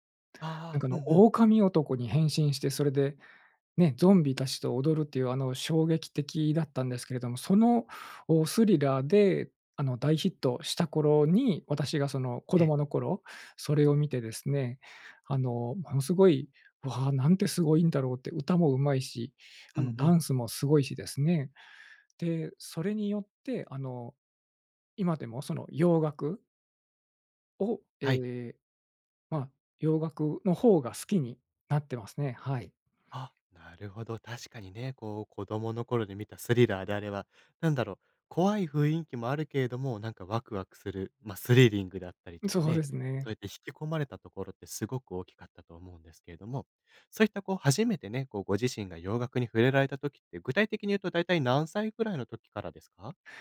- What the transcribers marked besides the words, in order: none
- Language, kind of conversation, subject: Japanese, podcast, 子どもの頃の音楽体験は今の音楽の好みに影響しますか？